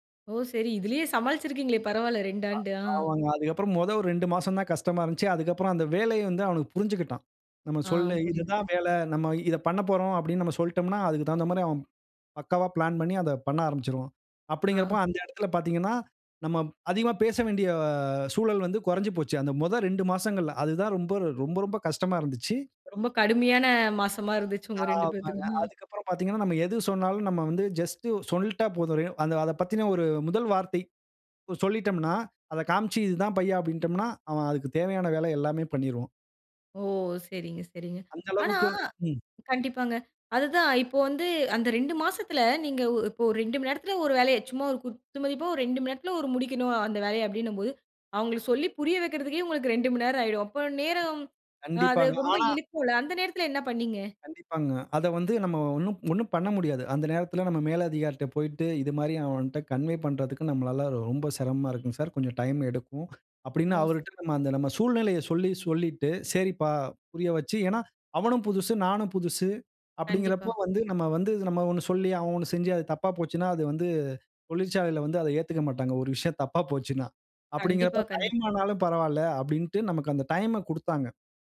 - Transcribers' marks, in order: drawn out: "வேண்டிய"; unintelligible speech; other noise; other street noise
- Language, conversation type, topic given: Tamil, podcast, நீங்கள் பேசும் மொழியைப் புரிந்துகொள்ள முடியாத சூழலை எப்படிச் சமாளித்தீர்கள்?